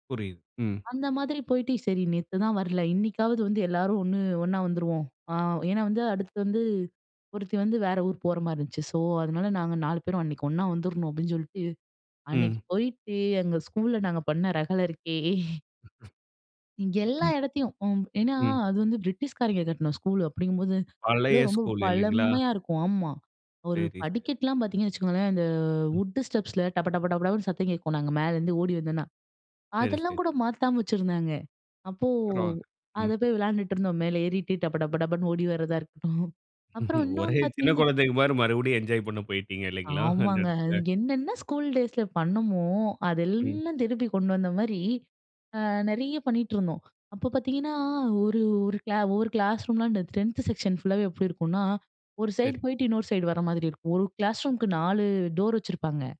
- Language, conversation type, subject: Tamil, podcast, சிறந்த நண்பர்களோடு நேரம் கழிப்பதில் உங்களுக்கு மகிழ்ச்சி தருவது என்ன?
- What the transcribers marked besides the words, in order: chuckle; other noise; in English: "பிரிட்டிஷ்காரங்க"; in English: "வுட்டு ஸ்டெப்ஸில"; chuckle; chuckle; laughing while speaking: "ஒரே சின்ன குழந்தைக மாரி மறுபடியும் என்ஜாய் பண்ண போயிட்டீங்க இல்லைங்களா? அந்த இடத்துல"; in English: "என்ஜாய்"; in English: "டேஸில"; in English: "டென்த் செக்ஷன்"; in English: "சைட்"; in English: "சைடு"